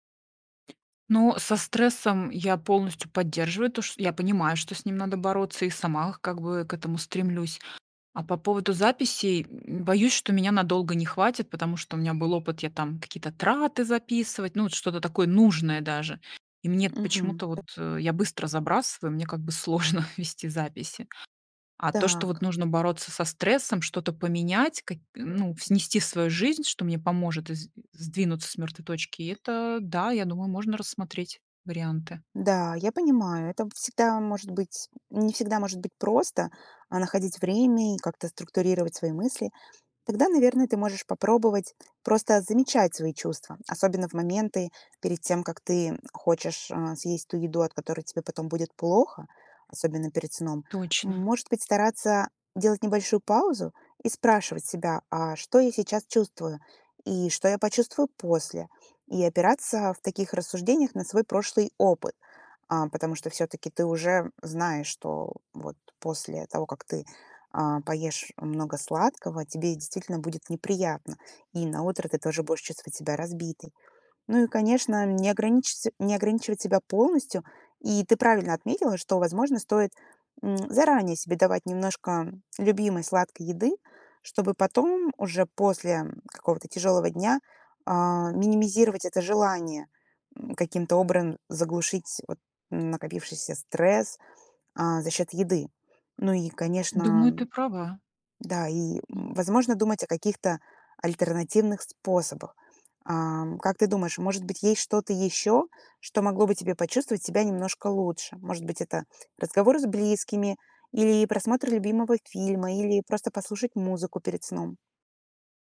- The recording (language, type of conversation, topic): Russian, advice, Почему я срываюсь на нездоровую еду после стрессового дня?
- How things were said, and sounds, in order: other background noise; chuckle; "образом" said as "обран"; other noise